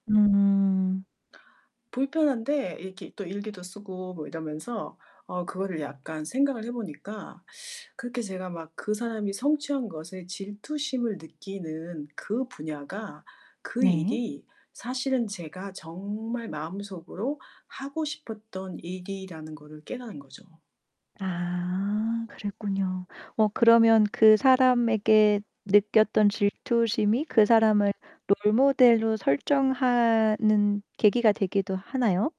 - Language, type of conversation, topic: Korean, podcast, 다른 사람과 비교할 때 자신감을 지키는 비결은 뭐예요?
- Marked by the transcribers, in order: static; other background noise; distorted speech